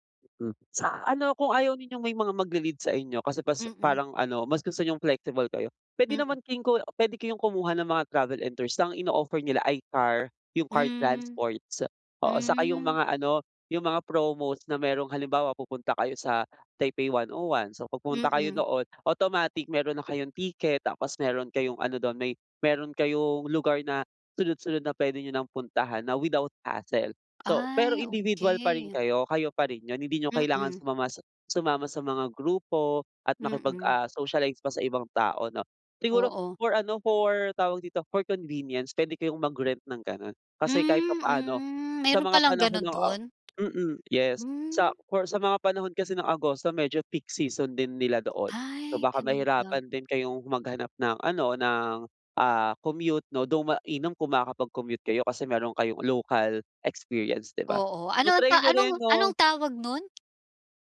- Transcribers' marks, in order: none
- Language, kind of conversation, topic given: Filipino, advice, Paano ako mas mag-eenjoy sa bakasyon kahit limitado ang badyet ko?